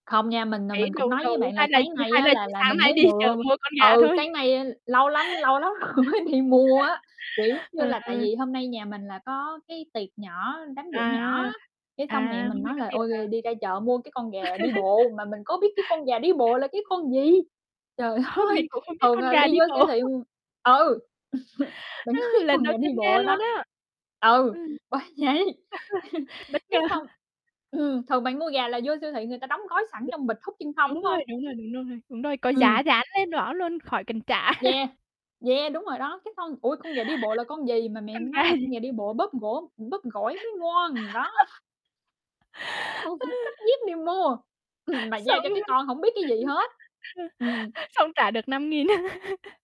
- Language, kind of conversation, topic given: Vietnamese, unstructured, Bạn có thường thương lượng giá khi mua hàng không?
- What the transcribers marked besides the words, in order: distorted speech; "vừa" said as "mừa"; laughing while speaking: "rồi mới đi"; laugh; laugh; laughing while speaking: "Trời ơi!"; laugh; chuckle; laugh; laughing while speaking: "mình có biết con gà đi bộ đó"; laughing while speaking: "bởi vậy"; laugh; chuckle; tapping; laughing while speaking: "ngờ"; chuckle; other background noise; laugh; laughing while speaking: "gà gì?"; laugh; put-on voice: "ngon"; chuckle; unintelligible speech; laughing while speaking: "Xong"; laugh; laugh